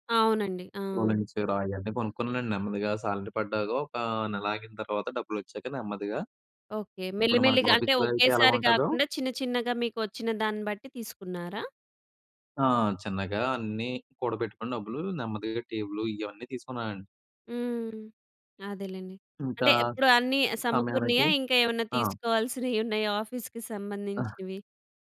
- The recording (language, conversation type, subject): Telugu, podcast, ఆన్లైన్‌లో పని చేయడానికి మీ ఇంట్లోని స్థలాన్ని అనుకూలంగా ఎలా మార్చుకుంటారు?
- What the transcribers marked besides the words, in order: in English: "రోలింగ్"; in English: "శాలరీ"; in English: "ఆఫీస్‌లో"; chuckle; in English: "ఆఫీస్‌కి"